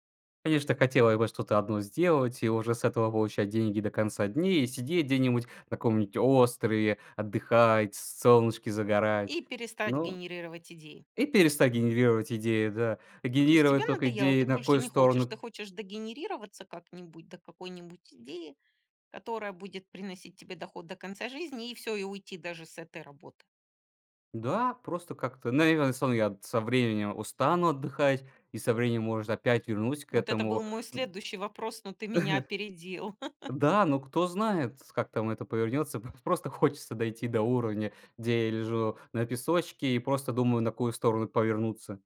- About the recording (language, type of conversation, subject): Russian, podcast, Как вы превращаете повседневный опыт в идеи?
- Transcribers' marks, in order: tapping; chuckle; laugh